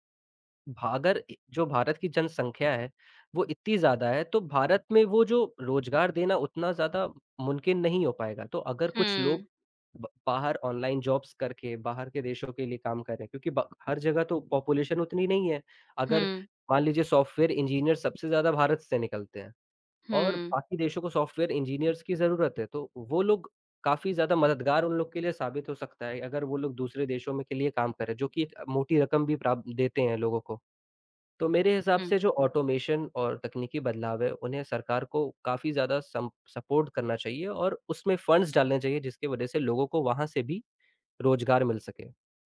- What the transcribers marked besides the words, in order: "भारत" said as "भागर"; "मुमकिन" said as "मुनकिन"; in English: "जॉब्स"; in English: "पॉपुलेशन"; in English: "इंजीनियर्स"; in English: "ऑटोमेशन"; in English: "सपोर्ट"; in English: "फ़ंड्स"
- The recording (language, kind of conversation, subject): Hindi, unstructured, सरकार को रोजगार बढ़ाने के लिए कौन से कदम उठाने चाहिए?